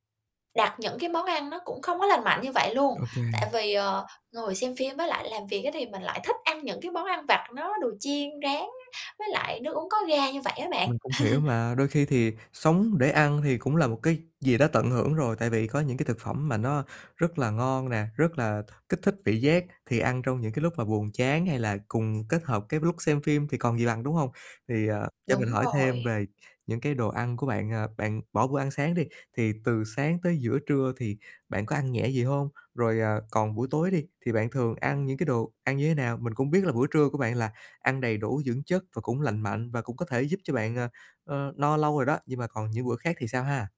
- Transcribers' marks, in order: other noise; distorted speech; laugh; other background noise; tapping
- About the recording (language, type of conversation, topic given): Vietnamese, advice, Làm sao để phân biệt đói thật với thói quen ăn?